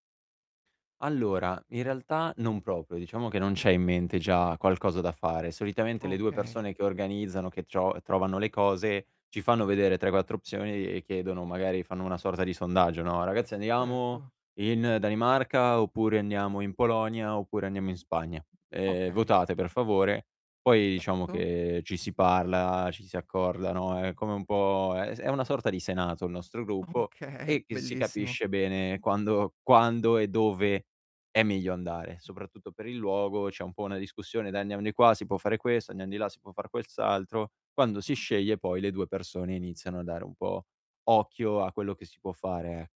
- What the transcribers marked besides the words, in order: "proprio" said as "propio"; distorted speech; laughing while speaking: "Okay"
- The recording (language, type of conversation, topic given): Italian, advice, Come posso pianificare una vacanza senza stress e imprevisti?